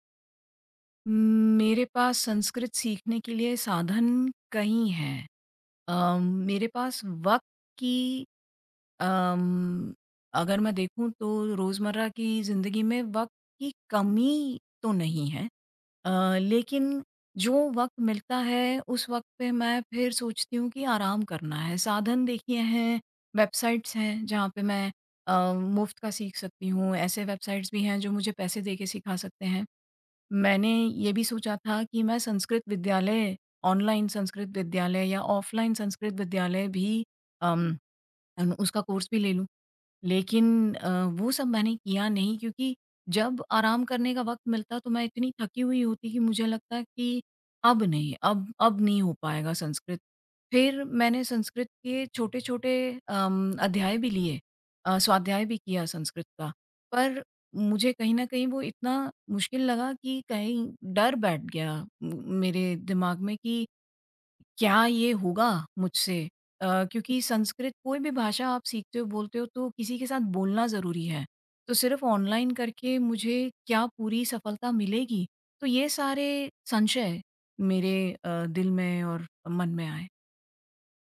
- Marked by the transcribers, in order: tapping; in English: "वेबसाइटस"; in English: "वेबसाइटस"; in English: "कोर्स"
- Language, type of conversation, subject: Hindi, advice, मैं लक्ष्य तय करने में उलझ जाता/जाती हूँ और शुरुआत नहीं कर पाता/पाती—मैं क्या करूँ?